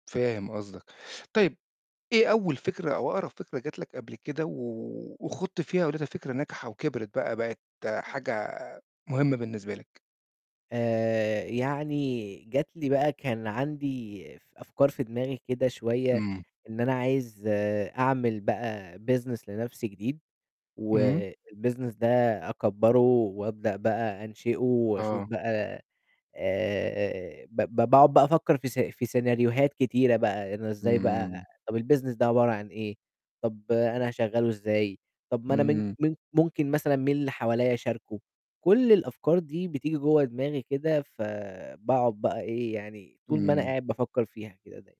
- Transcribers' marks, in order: in English: "business"; in English: "والbusiness"; in English: "الbusiness"
- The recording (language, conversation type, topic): Arabic, podcast, إزاي بتبدأ عندك عملية الإبداع؟